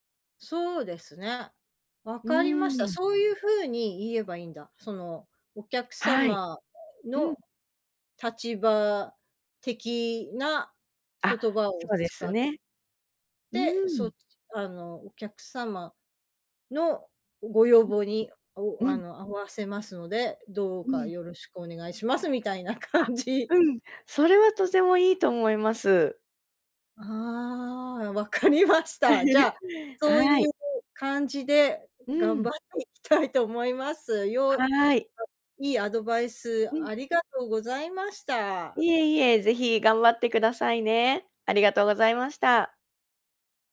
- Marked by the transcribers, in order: laughing while speaking: "みたいな感じ"; laugh; unintelligible speech
- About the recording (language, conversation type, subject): Japanese, advice, 面接で条件交渉や待遇の提示に戸惑っているとき、どう対応すればよいですか？